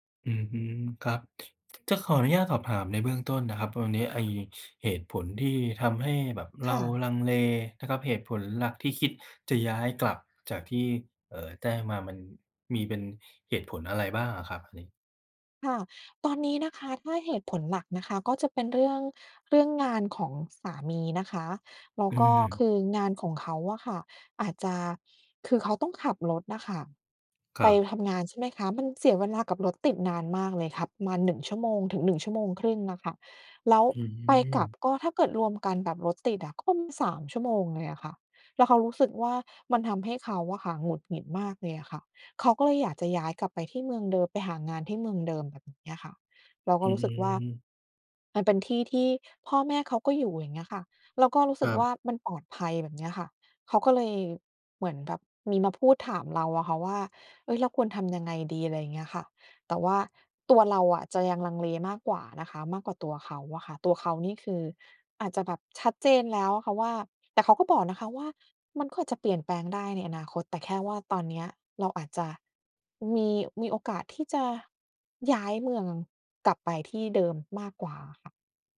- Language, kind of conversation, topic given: Thai, advice, ฉันควรย้ายเมืองหรืออยู่ต่อดี?
- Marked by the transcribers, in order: none